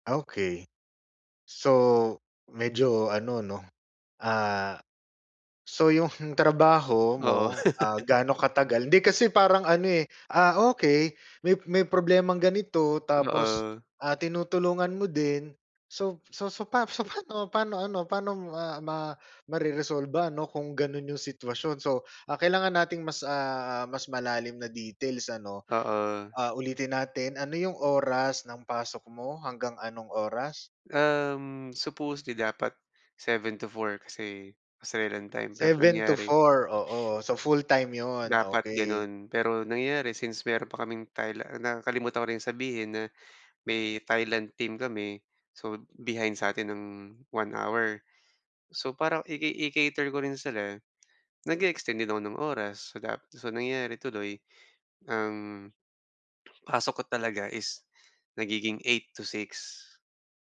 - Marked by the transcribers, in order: chuckle; laugh; in English: "supposedly"; in English: "i-cater"
- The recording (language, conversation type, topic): Filipino, advice, Ano ang mga praktikal na hakbang na maaari kong gawin para manatiling kalmado kapag nai-stress?